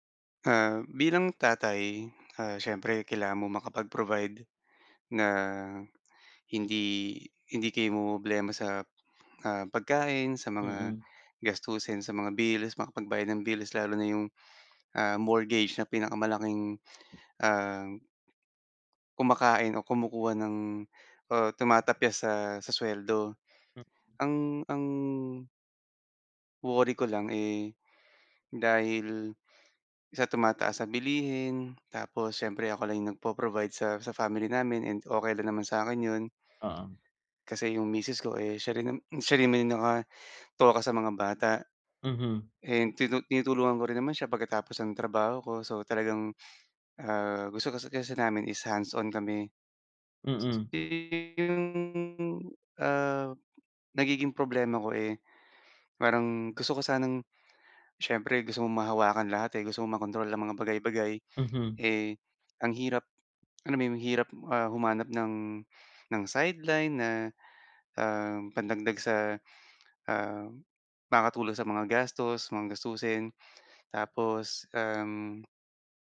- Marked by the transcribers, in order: in English: "mortgage"; other background noise
- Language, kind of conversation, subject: Filipino, advice, Paano ko matatanggap ang mga bagay na hindi ko makokontrol?